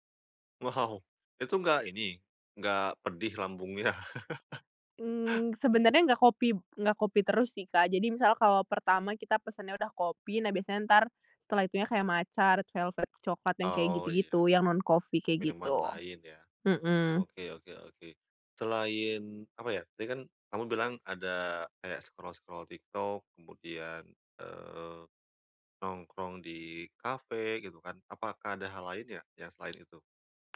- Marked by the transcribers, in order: laughing while speaking: "Wow!"; other background noise; chuckle; in English: "matcha, red velvet"; tapping; in English: "non-coffee"; in English: "scroll-scroll"
- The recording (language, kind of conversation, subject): Indonesian, podcast, Apa kegiatan yang selalu bikin kamu lupa waktu?